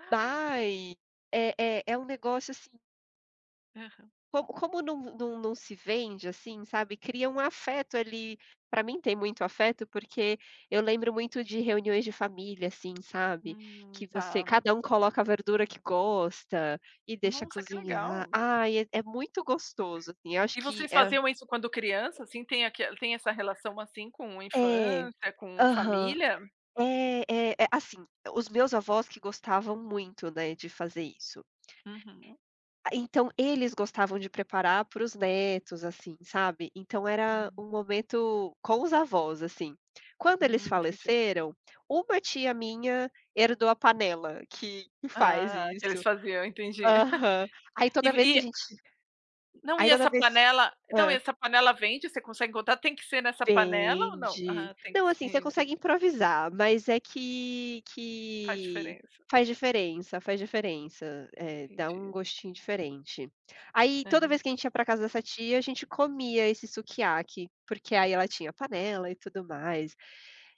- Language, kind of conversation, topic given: Portuguese, unstructured, Qual prato você considera um verdadeiro abraço em forma de comida?
- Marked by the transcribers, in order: tapping; other background noise; chuckle; in Japanese: "Sukiyaki"